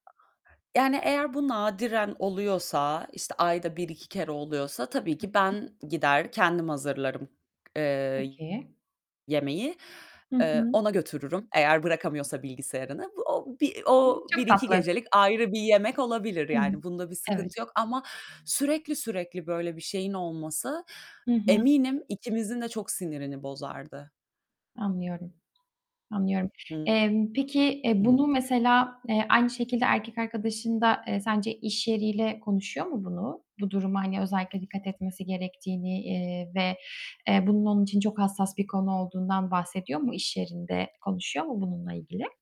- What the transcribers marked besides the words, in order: other background noise; unintelligible speech; tapping; distorted speech; static
- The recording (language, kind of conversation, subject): Turkish, podcast, İş ve özel hayat dengesini nasıl sağlıyorsun?